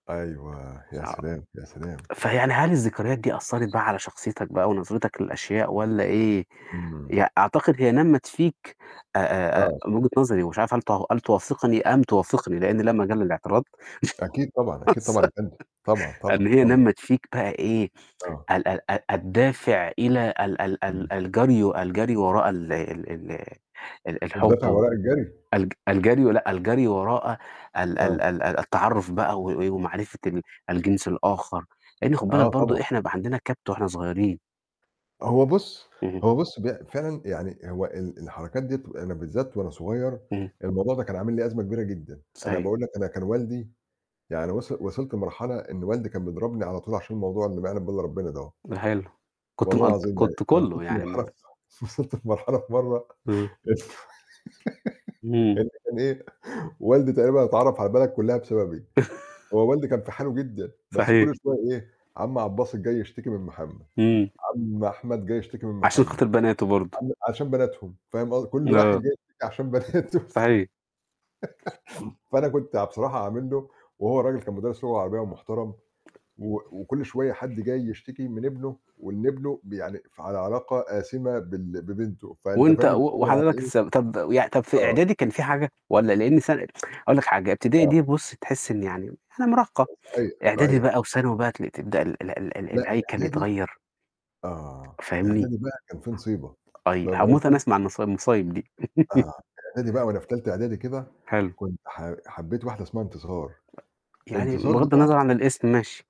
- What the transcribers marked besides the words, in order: tapping; laugh; laughing while speaking: "وصل"; laughing while speaking: "وصلت لمرحلة في مرّة لف إن كان إيه"; laugh; chuckle; laughing while speaking: "بناته الف"; laugh; other background noise; other noise; laugh
- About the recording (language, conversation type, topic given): Arabic, unstructured, إيه أحلى ذكرى من طفولتك وليه مش قادر/ة تنساها؟